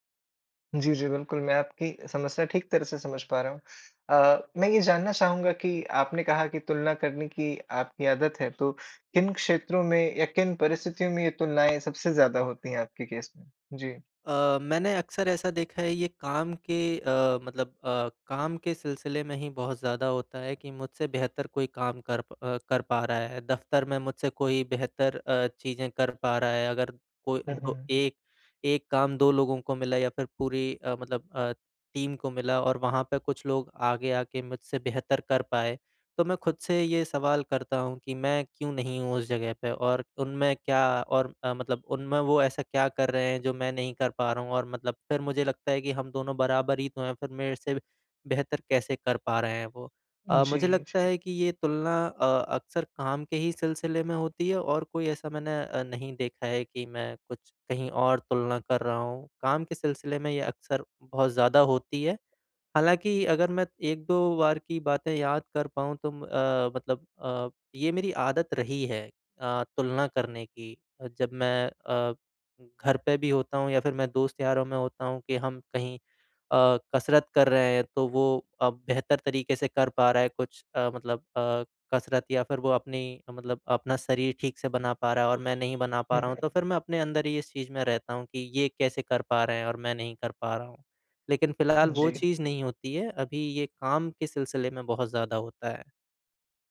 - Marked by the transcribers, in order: other background noise; in English: "केस"; tapping; in English: "टीम"
- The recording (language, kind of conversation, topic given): Hindi, advice, मैं दूसरों से तुलना करना छोड़कर अपनी ताकतों को कैसे स्वीकार करूँ?